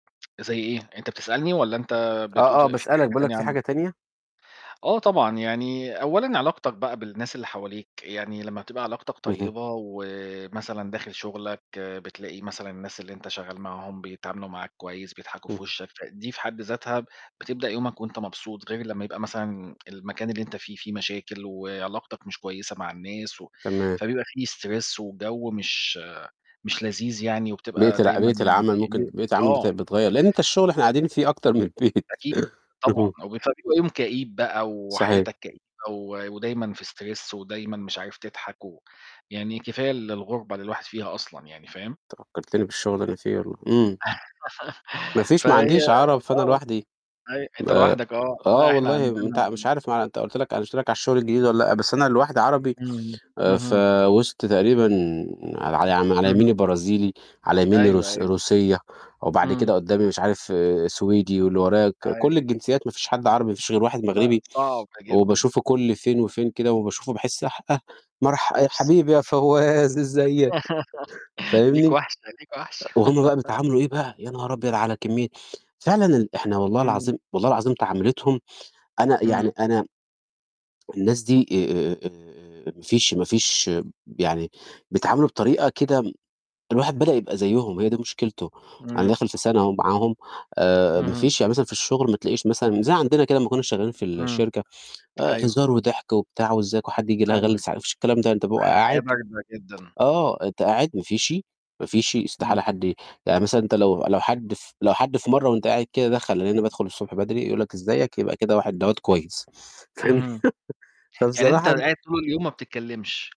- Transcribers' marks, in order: in English: "stress"; laughing while speaking: "أكتر من البيت"; distorted speech; other background noise; in English: "stress"; tapping; chuckle; in English: "oops"; laughing while speaking: "فوّاز"; laugh; laugh; laughing while speaking: "فاهمني؟"; laugh
- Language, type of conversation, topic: Arabic, unstructured, إيه الحاجات البسيطة اللي بتفرّح قلبك كل يوم؟